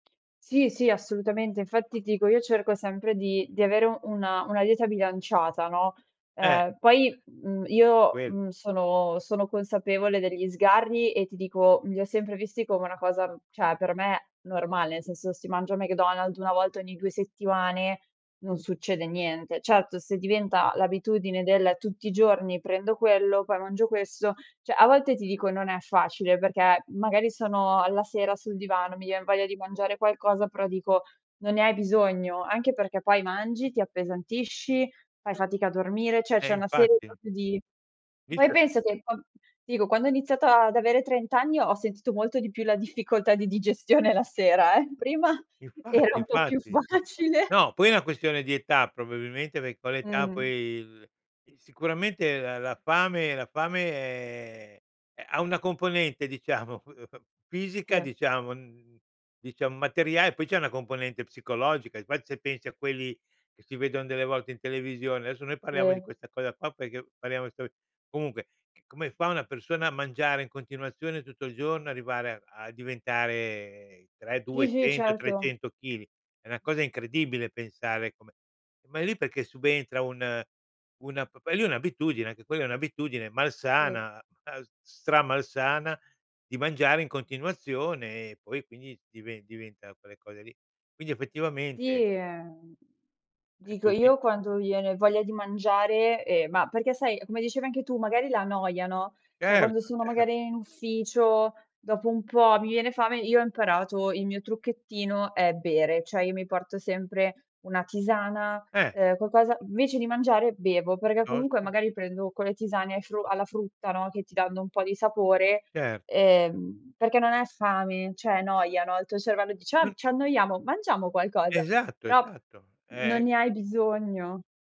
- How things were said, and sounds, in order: "cioè" said as "ceh"; "Cioè" said as "ceh"; tapping; "cioè" said as "ceh"; "proprio" said as "popio"; laughing while speaking: "digestione la sera, eh. Prima era un po' più facile"; chuckle; chuckle; "materiale" said as "materiae"; "parliamo" said as "paliamo"; "perché" said as "peché"; "parliamo" said as "paliamo"; "perché" said as "peché"; "cioè" said as "ceh"; "Cioè" said as "ceh"; "qualcosa" said as "quacosa"; "cioè" said as "ceh"
- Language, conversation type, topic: Italian, podcast, Quali abitudini ti hanno cambiato davvero la vita?